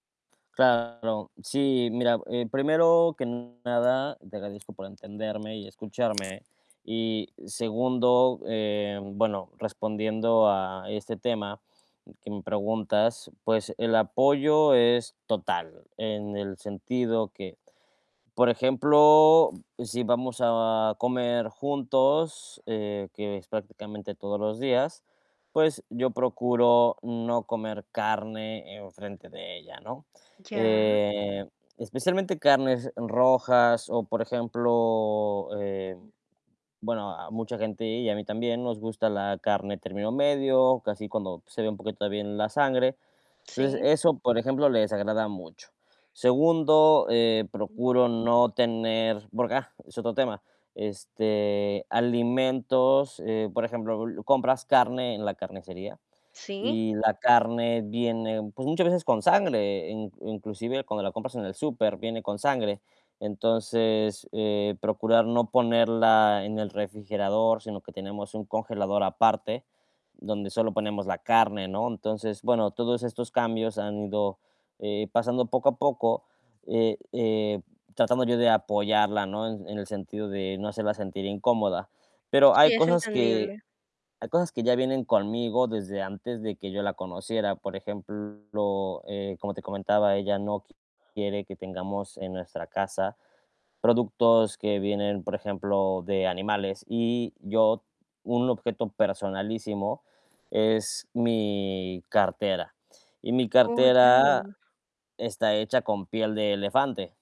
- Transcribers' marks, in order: distorted speech; static; other background noise; tapping; other noise
- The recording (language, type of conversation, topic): Spanish, advice, ¿Cómo puedo apoyar a mi pareja sin perder mi propia identidad?